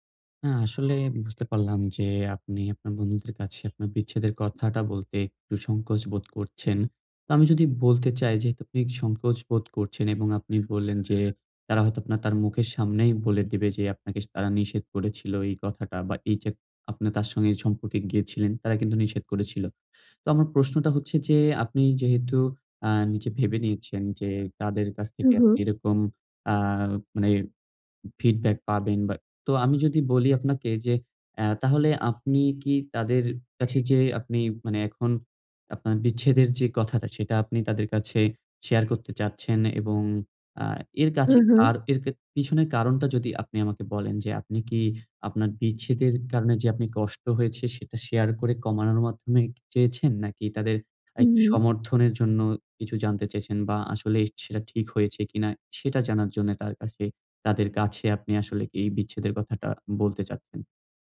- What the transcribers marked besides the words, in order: bird; horn; "বিচ্ছেদের" said as "বিছেদের"
- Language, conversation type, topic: Bengali, advice, বন্ধুদের কাছে বিচ্ছেদের কথা ব্যাখ্যা করতে লজ্জা লাগলে কীভাবে বলবেন?
- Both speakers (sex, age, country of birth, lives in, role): female, 45-49, Bangladesh, Bangladesh, user; male, 20-24, Bangladesh, Bangladesh, advisor